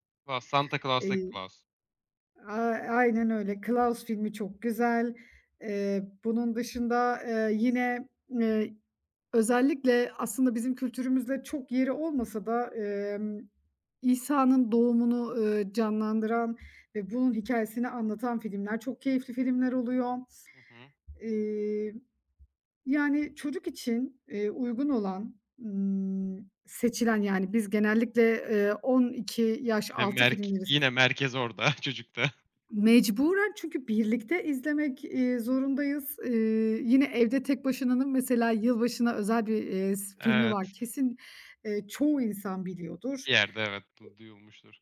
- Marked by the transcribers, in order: other background noise; laughing while speaking: "orada çocukta"; tapping
- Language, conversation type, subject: Turkish, podcast, Hafta sonu aile rutinleriniz genelde nasıl şekillenir?